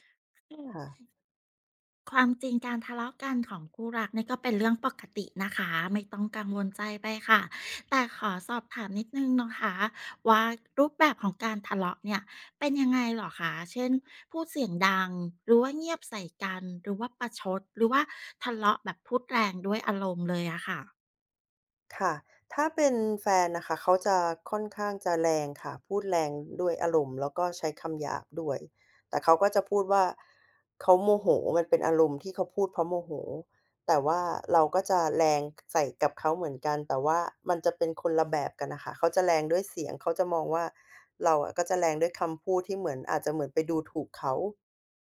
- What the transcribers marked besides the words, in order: unintelligible speech; other background noise; unintelligible speech
- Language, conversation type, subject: Thai, advice, คุณทะเลาะกับแฟนบ่อยแค่ไหน และมักเป็นเรื่องอะไร?